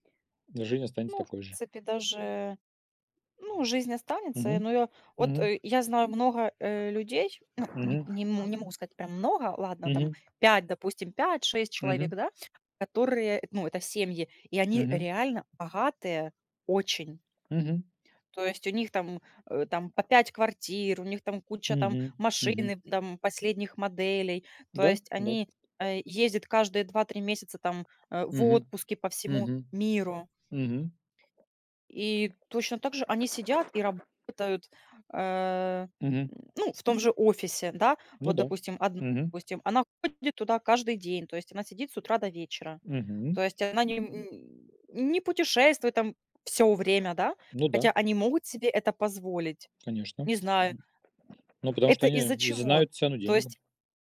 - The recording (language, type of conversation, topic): Russian, unstructured, Что для вас важнее: быть богатым или счастливым?
- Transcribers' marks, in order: tapping; other background noise